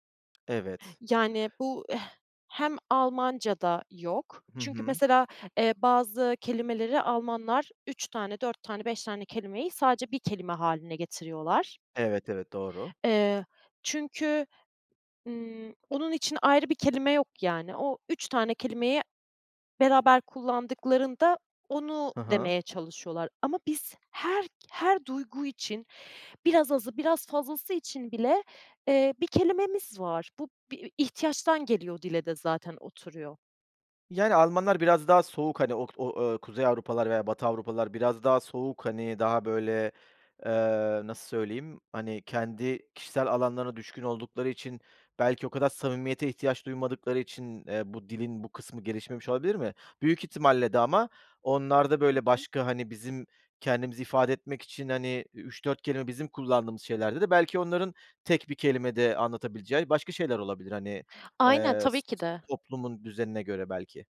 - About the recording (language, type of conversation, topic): Turkish, podcast, Dil kimliğini nasıl şekillendiriyor?
- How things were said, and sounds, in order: other background noise; tapping; unintelligible speech